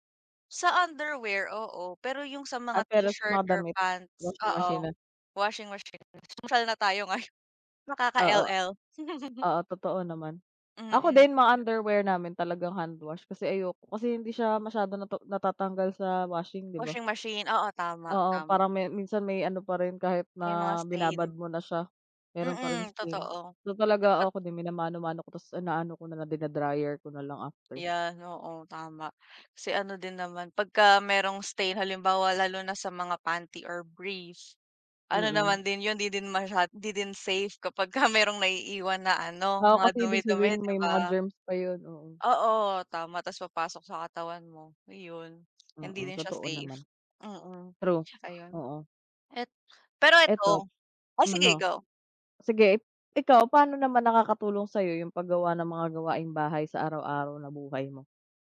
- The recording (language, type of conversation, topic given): Filipino, unstructured, Anong gawaing-bahay ang pinakagusto mong gawin?
- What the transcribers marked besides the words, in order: other background noise; laughing while speaking: "ngayon"; chuckle; background speech; tapping